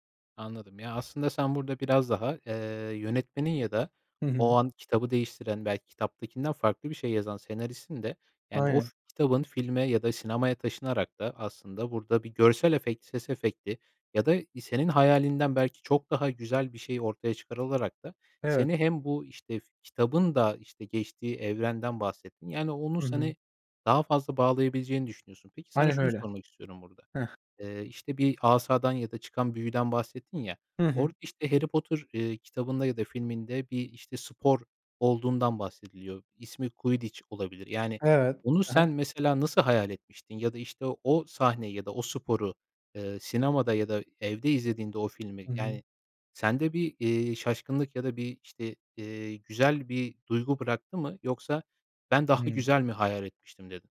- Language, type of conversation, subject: Turkish, podcast, Bir kitabı filme uyarlasalar, filmde en çok neyi görmek isterdin?
- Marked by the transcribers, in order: other background noise; tapping